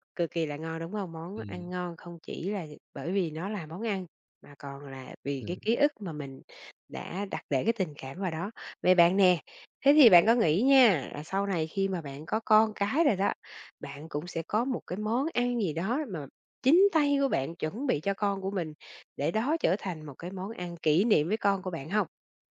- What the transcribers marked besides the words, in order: tapping
- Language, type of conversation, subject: Vietnamese, podcast, Món ăn quê hương nào gắn liền với ký ức của bạn?